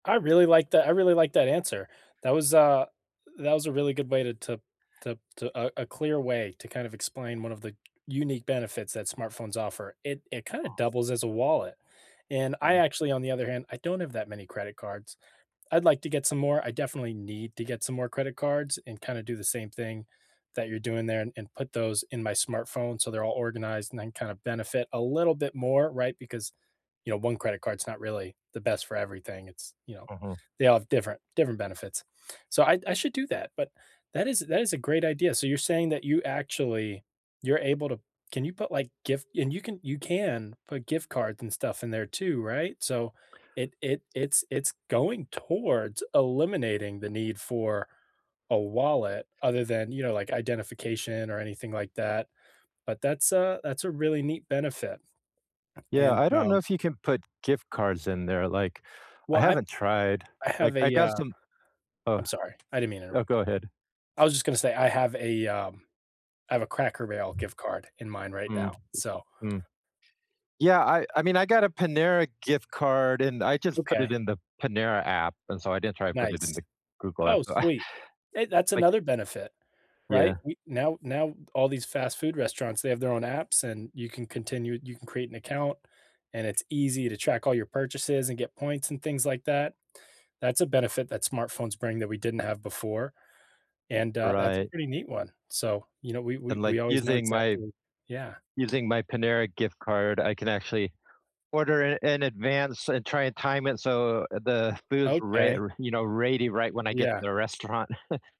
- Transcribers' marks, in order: tapping; other background noise; chuckle; "ready" said as "ray-dy"; chuckle
- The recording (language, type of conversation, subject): English, unstructured, How do smartphones affect our daily lives?